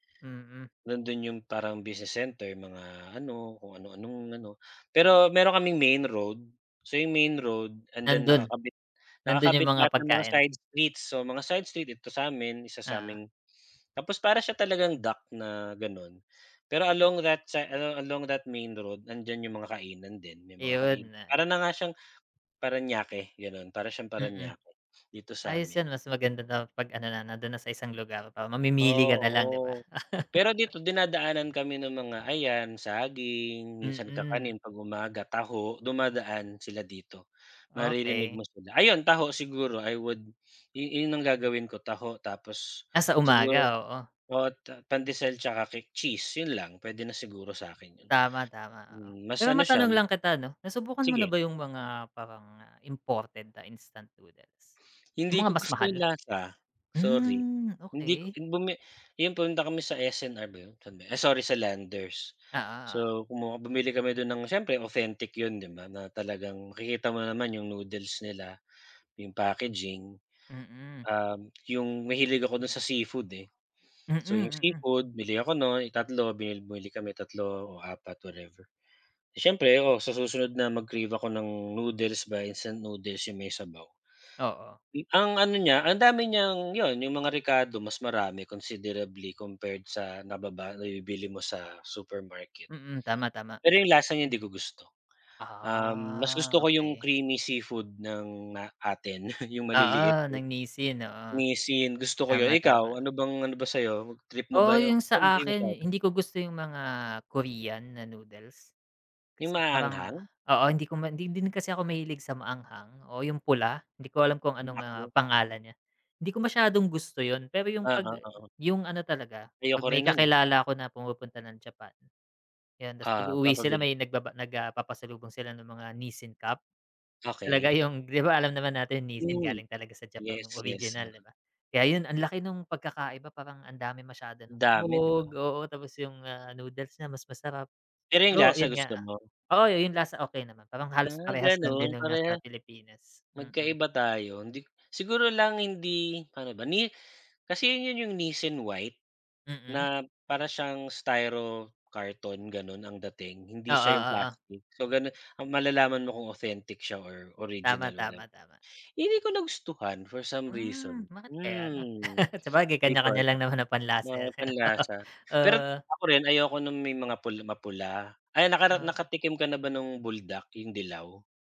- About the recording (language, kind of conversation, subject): Filipino, unstructured, Sa tingin mo ba nakasasama sa kalusugan ang pagkain ng instant noodles araw-araw?
- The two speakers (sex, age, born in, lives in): male, 35-39, Philippines, Philippines; male, 40-44, Philippines, Philippines
- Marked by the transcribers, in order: other background noise; background speech; laugh; tapping; chuckle; "yon" said as "yo"; laughing while speaking: "Talaga yung"; "sahog" said as "hog"; chuckle; chuckle